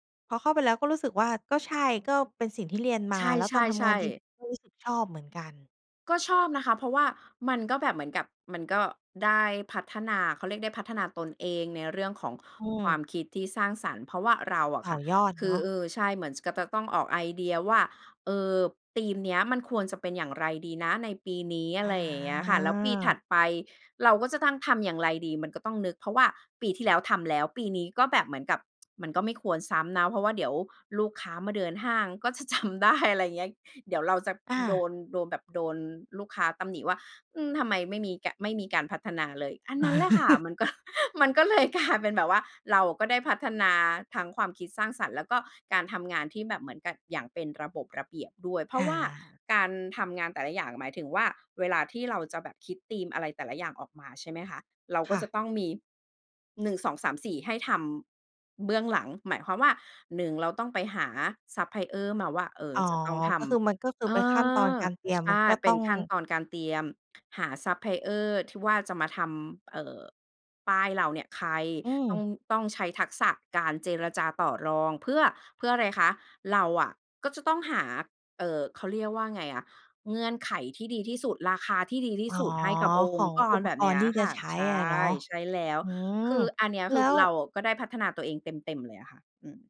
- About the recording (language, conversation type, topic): Thai, podcast, เราจะหางานที่เหมาะกับตัวเองได้อย่างไร?
- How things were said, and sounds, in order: other background noise; tsk; laughing while speaking: "จะจำได้"; laugh; laughing while speaking: "มันก็"